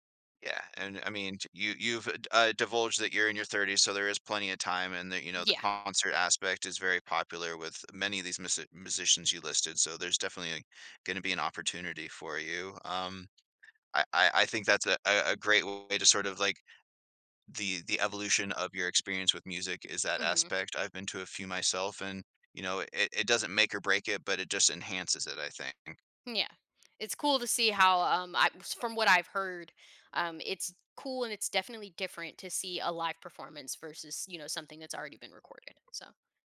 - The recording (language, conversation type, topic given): English, podcast, How do early experiences shape our lifelong passion for music?
- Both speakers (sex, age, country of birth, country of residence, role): female, 30-34, United States, United States, guest; male, 40-44, Canada, United States, host
- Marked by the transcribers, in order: other background noise; tapping